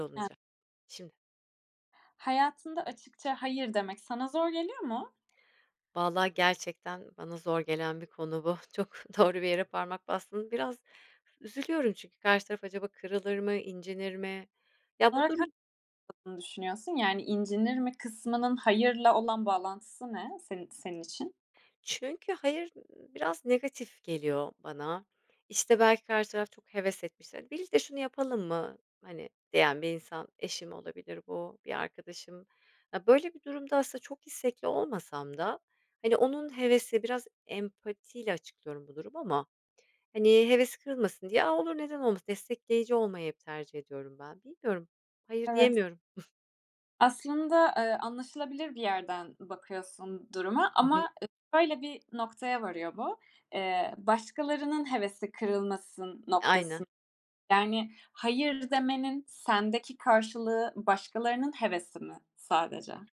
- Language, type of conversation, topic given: Turkish, podcast, Açıkça “hayır” demek sana zor geliyor mu?
- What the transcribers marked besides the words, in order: laughing while speaking: "doğru bir yere parmak bastın"; unintelligible speech; chuckle